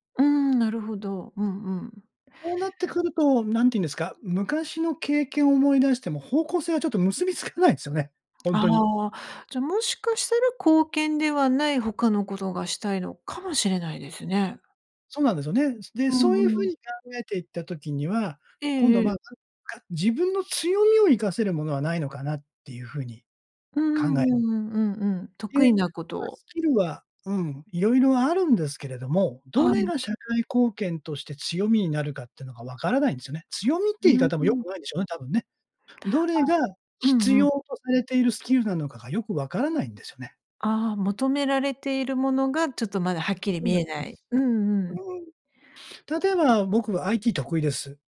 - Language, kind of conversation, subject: Japanese, advice, 社会貢献をしたいのですが、何から始めればよいのでしょうか？
- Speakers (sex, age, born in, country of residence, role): female, 50-54, Japan, Japan, advisor; male, 60-64, Japan, Japan, user
- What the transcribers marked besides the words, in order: laughing while speaking: "結びつかない"; stressed: "かも"; sniff